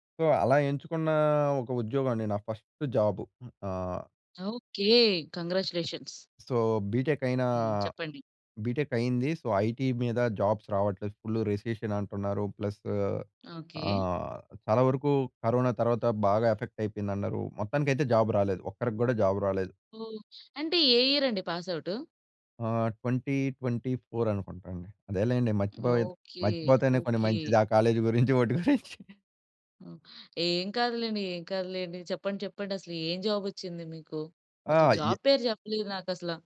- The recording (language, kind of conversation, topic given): Telugu, podcast, మీ కొత్త ఉద్యోగం మొదటి రోజు మీకు ఎలా అనిపించింది?
- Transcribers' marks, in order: in English: "సో"; drawn out: "ఎంచుకున్నా"; in English: "ఫస్ట్"; other noise; in English: "కంగ్రాట్యులేషన్స్"; in English: "సో బీటెక్"; in English: "బీటెక్"; in English: "సో ఐటీ"; in English: "జాబ్స్"; in English: "ఫుల్ రిసెషన్"; in English: "ప్లస్"; in English: "ఎఫెక్ట్"; in English: "జాబ్"; in English: "జాబ్"; in English: "ఇయర్"; in English: "పాస్"; in English: "ట్వెంటీ ట్వెంటీ ఫోర్"; laughing while speaking: "ఆ కాలేజీ గురించి వాటి గురించి"; in English: "జాబ్"; in English: "జాబ్"